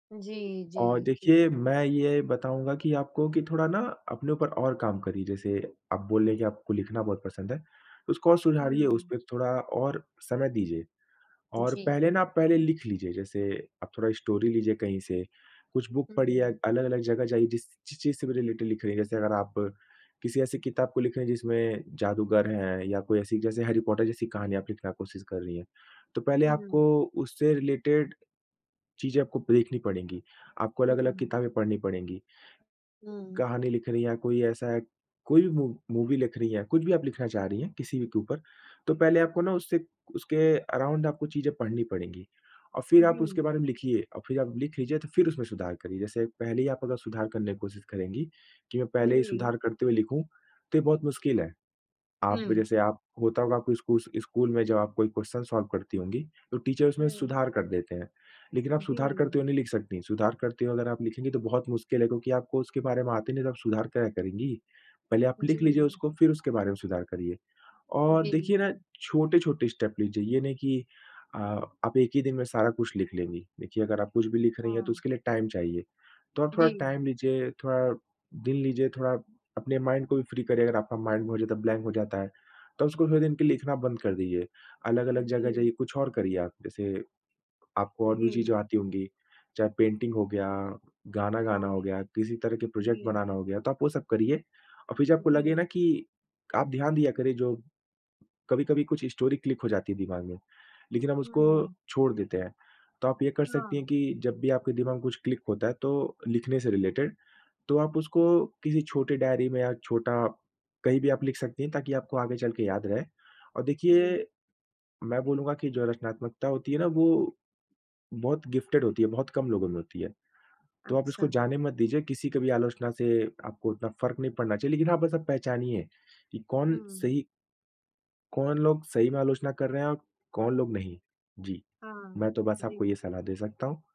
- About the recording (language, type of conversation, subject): Hindi, advice, अपने भीतर की आत्म-आलोचना आपकी रचनात्मकता को कैसे दबा रही है?
- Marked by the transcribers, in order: "सुधारिए" said as "सुझारिए"; in English: "स्टोरी"; in English: "बुक"; in English: "रिलेटेड"; in English: "रिलेटेड"; "देखनी" said as "पेखनी"; in English: "मू मूवी"; in English: "अराउंड"; in English: "क्वेश्चन सॉल्व"; in English: "टीचर"; in English: "स्टेप"; in English: "टाइम"; in English: "टाइम"; in English: "माइंड"; in English: "फ्री"; in English: "माइंड"; in English: "ब्लैंक"; in English: "पेंटिंग"; in English: "प्रोजेक्ट"; in English: "स्टोरी क्लिक"; in English: "क्लिक"; in English: "रिलेटेड"; in English: "गिफ़्टेड"